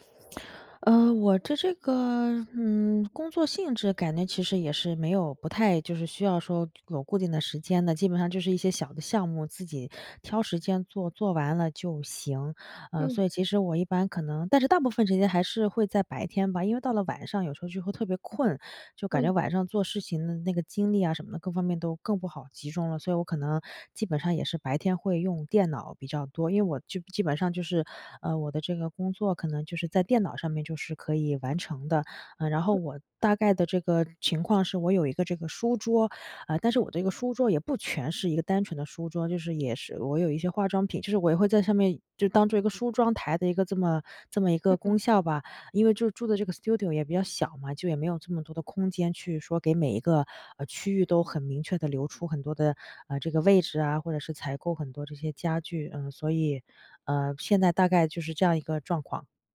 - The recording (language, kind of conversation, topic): Chinese, advice, 我怎样才能保持工作区整洁，减少杂乱？
- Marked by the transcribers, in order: in English: "studio"